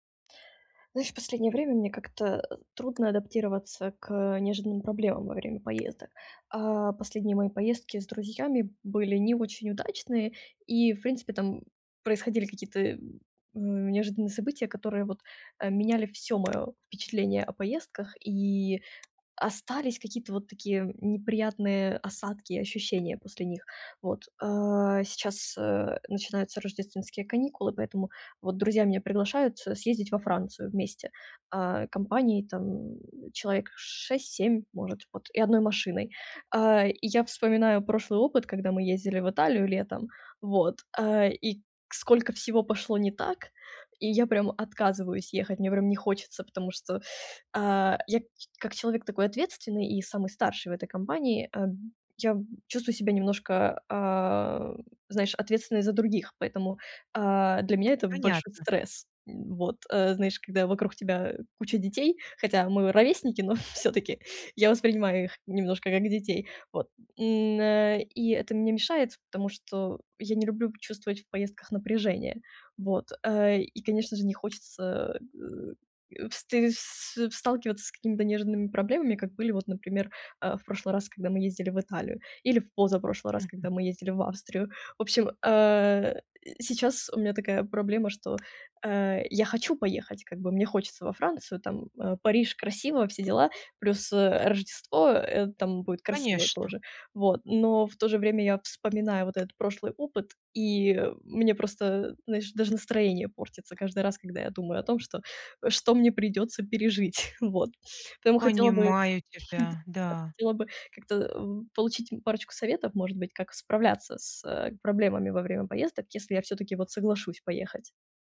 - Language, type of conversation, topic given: Russian, advice, Как справляться с неожиданными проблемами во время поездки, чтобы отдых не был испорчен?
- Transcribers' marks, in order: tapping; laughing while speaking: "но"; chuckle